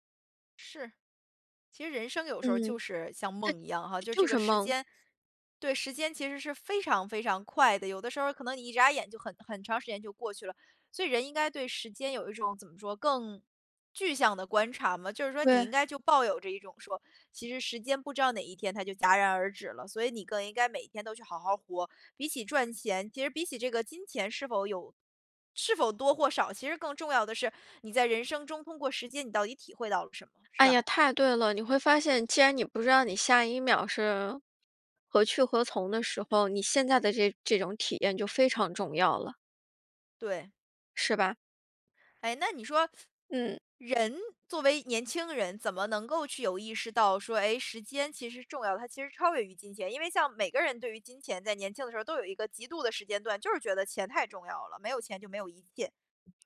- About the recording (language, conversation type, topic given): Chinese, podcast, 钱和时间，哪个对你更重要？
- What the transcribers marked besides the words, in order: other background noise; teeth sucking